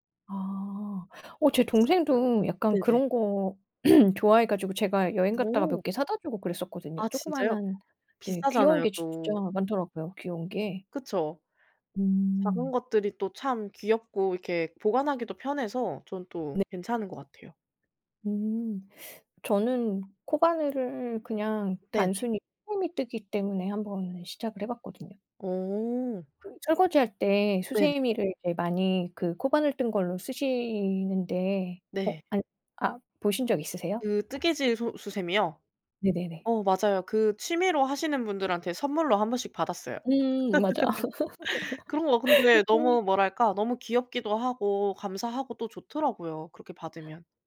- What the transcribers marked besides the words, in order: other background noise; throat clearing; teeth sucking; unintelligible speech; laugh
- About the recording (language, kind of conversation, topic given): Korean, unstructured, 요즘 가장 즐겨 하는 취미는 무엇인가요?